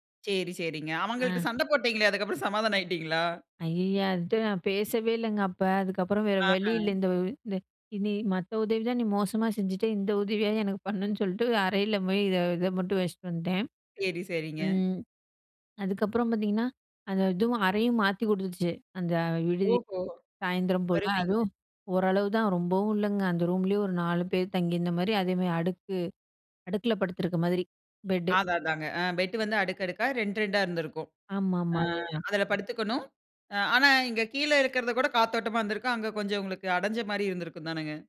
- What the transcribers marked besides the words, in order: in English: "பெட்டு"
- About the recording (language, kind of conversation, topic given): Tamil, podcast, புது நகருக்கு வேலைக்காகப் போகும்போது வாழ்க்கை மாற்றத்தை எப்படி திட்டமிடுவீர்கள்?
- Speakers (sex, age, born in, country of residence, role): female, 25-29, India, India, guest; female, 25-29, India, India, host